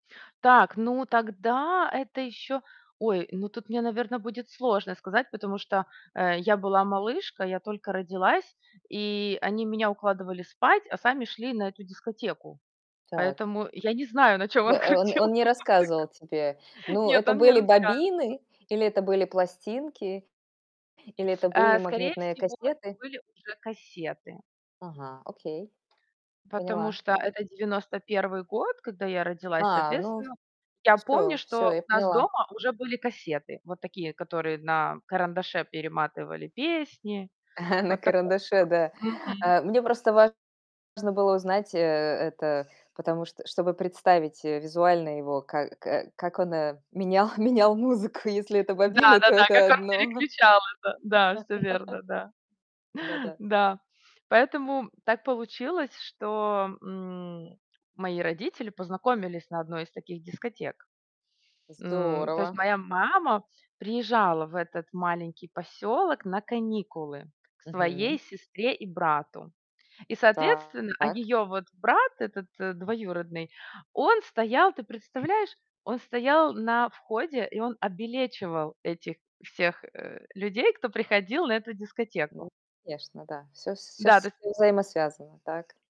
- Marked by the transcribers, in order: laughing while speaking: "крутил эту музыку"; distorted speech; tapping; other background noise; chuckle; laughing while speaking: "менял"; laughing while speaking: "музыку"; laugh
- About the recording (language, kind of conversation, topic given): Russian, podcast, Какие песни у тебя ассоциируются с важными моментами жизни?